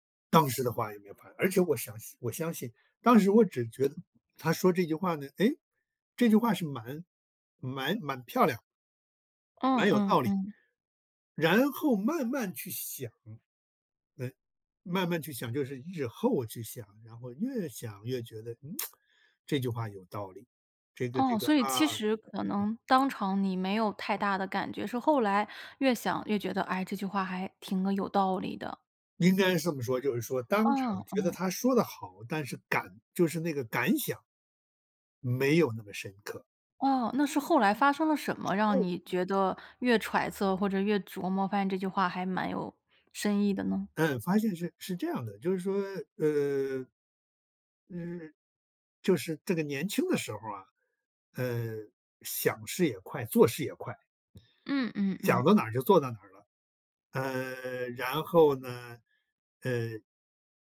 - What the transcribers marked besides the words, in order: swallow; lip smack; tapping
- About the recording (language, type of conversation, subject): Chinese, podcast, 有没有哪个陌生人说过的一句话，让你记了一辈子？